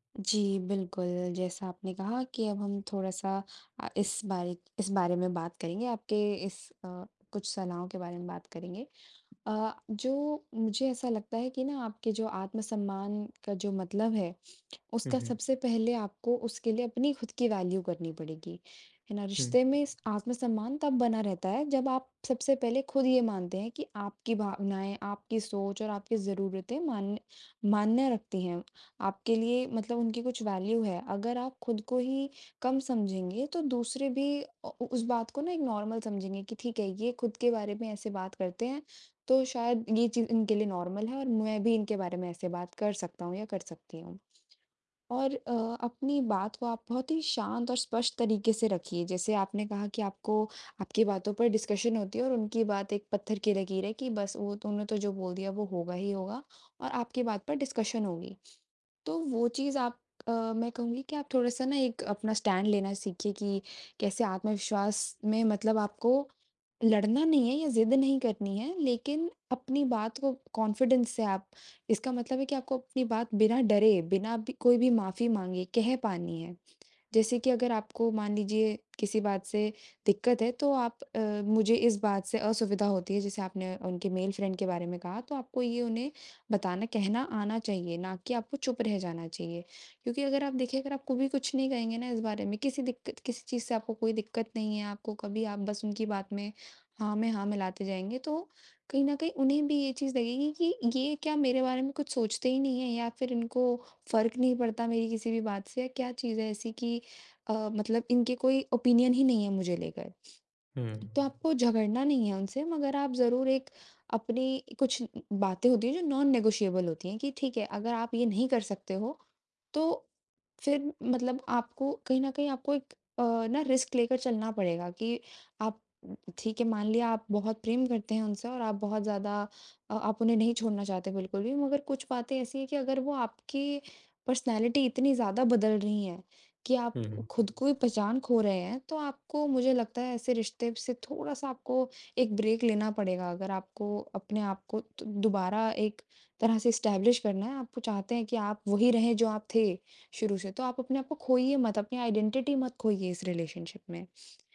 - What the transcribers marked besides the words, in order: in English: "वैल्यू"; in English: "वैल्यू"; in English: "नॉर्मल"; in English: "नॉर्मल"; in English: "डिस्कशन"; in English: "डिस्कशन"; in English: "स्टैंड"; in English: "कॉन्फिडेंस"; in English: "मेल फ्रेंड"; in English: "ओपिनियन"; in English: "नॉन नेगोशिएबल"; in English: "रिस्क"; in English: "पर्सनैलिटी"; in English: "ब्रेक"; in English: "एस्टेब्लिश"; in English: "आइडेंटिटी"; in English: "रिलेशनशिप"
- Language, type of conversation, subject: Hindi, advice, अपने रिश्ते में आत्म-सम्मान और आत्मविश्वास कैसे बढ़ाऊँ?